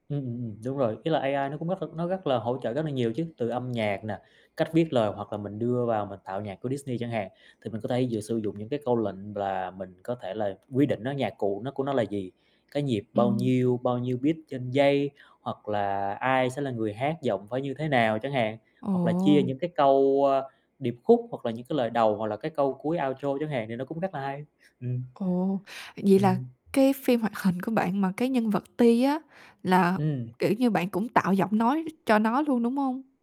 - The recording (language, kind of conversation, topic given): Vietnamese, podcast, Bạn có thể cho tôi vài ví dụ về những dự án nhỏ để bắt đầu không?
- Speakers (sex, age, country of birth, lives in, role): female, 20-24, Vietnam, Finland, host; male, 30-34, Vietnam, Vietnam, guest
- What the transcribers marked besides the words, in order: tapping; in English: "beat"; in English: "outro"; other background noise; static